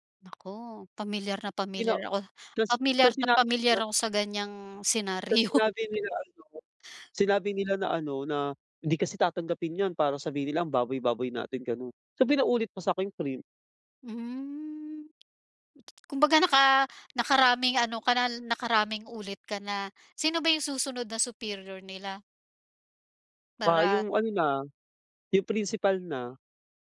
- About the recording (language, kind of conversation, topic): Filipino, advice, Paano ako mananatiling kalmado kapag tumatanggap ako ng kritisismo?
- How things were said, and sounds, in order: laughing while speaking: "senaryo"; laugh; drawn out: "Hmm"; lip smack; swallow